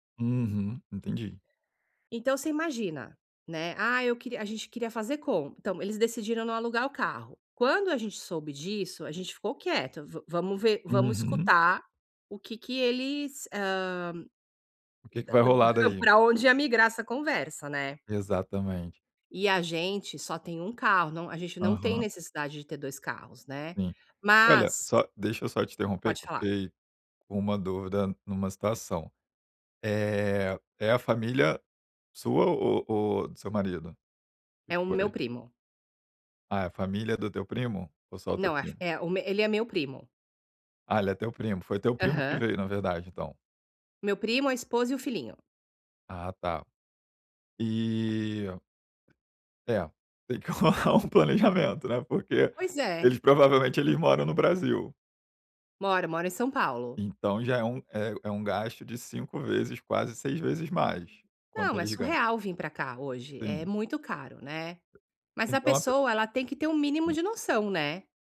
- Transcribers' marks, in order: other background noise; chuckle; tapping; laughing while speaking: "rolar um planejamento, né"
- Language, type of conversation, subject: Portuguese, advice, Como posso estabelecer limites com familiares próximos sem magoá-los?